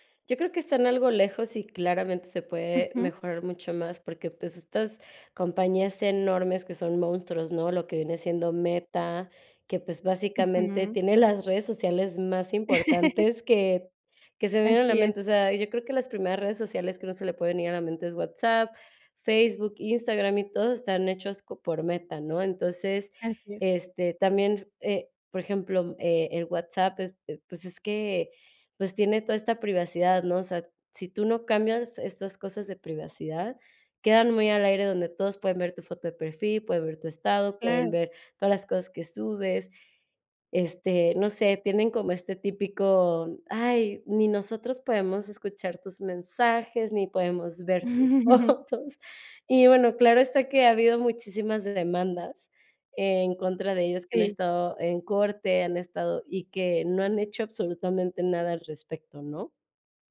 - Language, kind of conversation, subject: Spanish, podcast, ¿Qué importancia le das a la privacidad en internet?
- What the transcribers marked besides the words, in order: laugh; chuckle